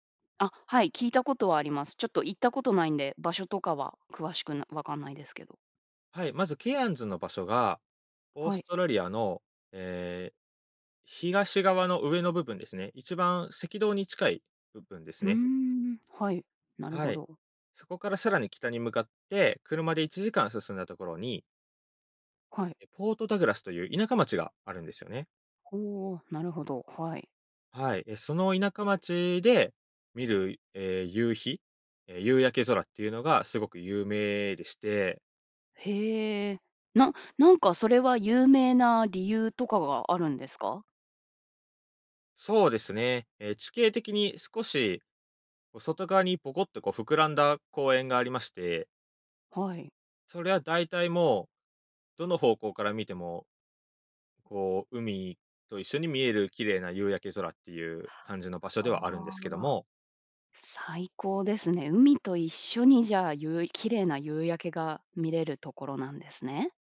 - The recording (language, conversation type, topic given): Japanese, podcast, 自然の中で最も感動した体験は何ですか？
- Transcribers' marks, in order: none